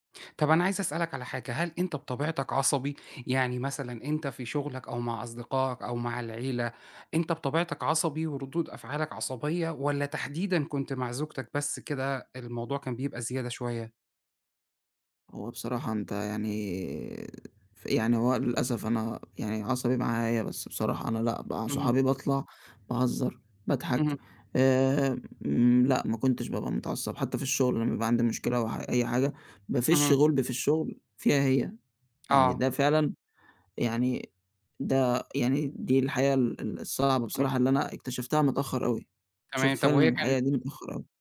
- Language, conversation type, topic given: Arabic, advice, إزاي بتتعامل مع إحساس الذنب ولوم النفس بعد الانفصال؟
- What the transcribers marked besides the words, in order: none